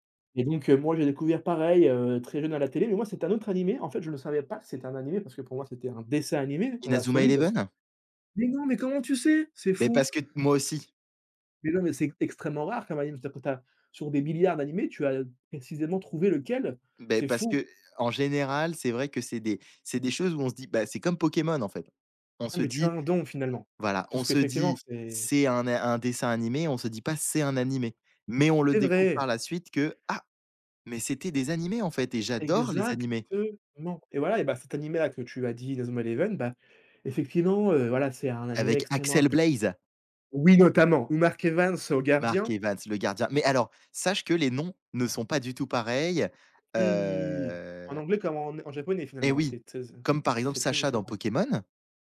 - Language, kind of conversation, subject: French, unstructured, Quels loisirs t’aident vraiment à te détendre ?
- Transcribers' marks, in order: stressed: "dessin animé"; surprised: "mais non, mais comment tu sais ? C'est fou !"; stressed: "c'est"; stressed: "Exactement"; stressed: "Oui"; drawn out: "heu"